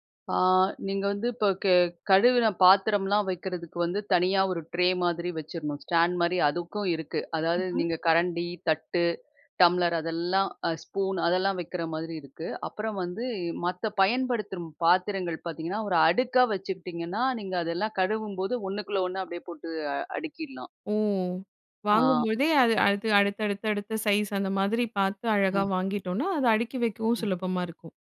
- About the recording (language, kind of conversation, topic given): Tamil, podcast, புதிதாக வீட்டில் குடியேறுபவருக்கு வீட்டை ஒழுங்காக வைத்துக்கொள்ள ஒரே ஒரு சொல்லில் நீங்கள் என்ன அறிவுரை சொல்வீர்கள்?
- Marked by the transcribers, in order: "பயன்படுத்தும்" said as "பயன்படுத்துரும்"; in English: "சைஸ்"; other background noise